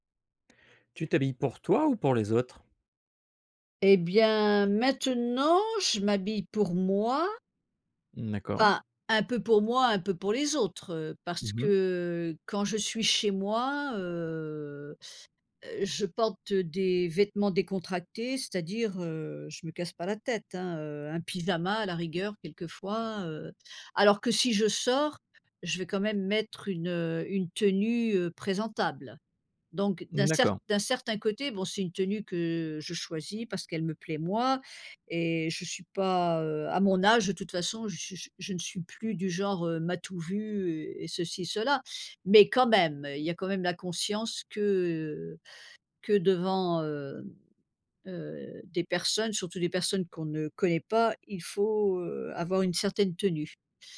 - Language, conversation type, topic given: French, podcast, Tu t’habilles plutôt pour toi ou pour les autres ?
- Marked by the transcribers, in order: "m'as-tu" said as "m'as-tou"